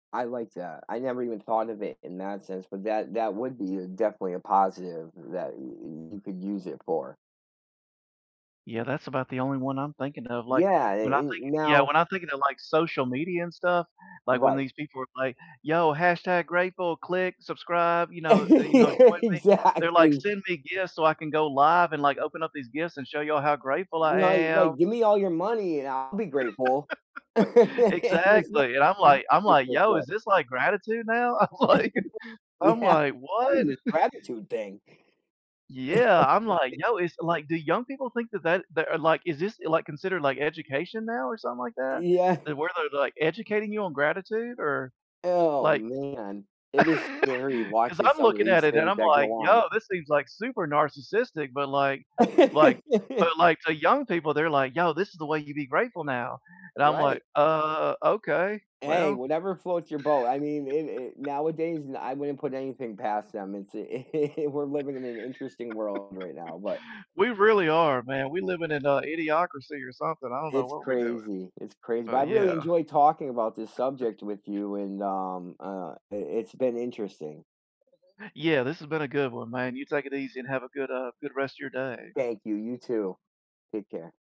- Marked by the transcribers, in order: other background noise; laugh; laughing while speaking: "Exactly"; laugh; laugh; laughing while speaking: "And it's not"; unintelligible speech; laugh; laughing while speaking: "Yeah"; laughing while speaking: "I'm like"; laugh; laughing while speaking: "Yeah"; laugh; laugh; laugh; laugh; chuckle
- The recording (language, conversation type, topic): English, unstructured, What role does gratitude play in your happiness?
- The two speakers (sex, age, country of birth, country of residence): male, 40-44, United States, United States; male, 45-49, United States, United States